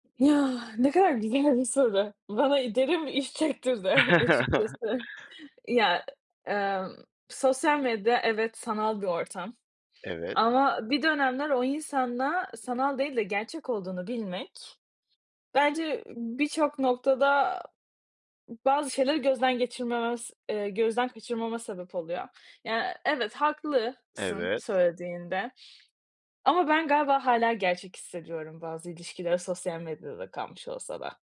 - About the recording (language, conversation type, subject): Turkish, podcast, Sosyal medyanın gerçek hayattaki ilişkileri nasıl etkilediğini düşünüyorsun?
- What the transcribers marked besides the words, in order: sigh; other background noise; chuckle; tapping